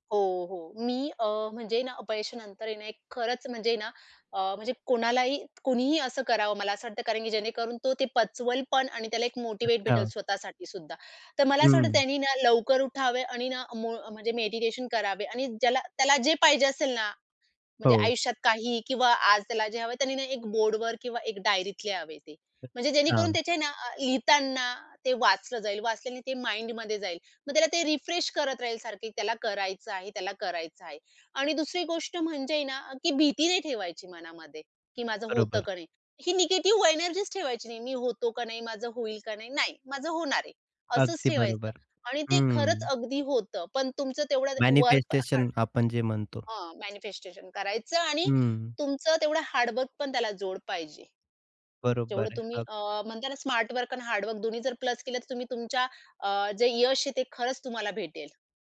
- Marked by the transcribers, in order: in English: "माइंडमध्ये"; in English: "रिफ्रेश"; tapping; in English: "मॅनिफेस्टेशन"; in English: "मॅनिफेस्टेशन"
- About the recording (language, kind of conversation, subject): Marathi, podcast, अपयशानंतर पुन्हा प्रयत्न करायला कसं वाटतं?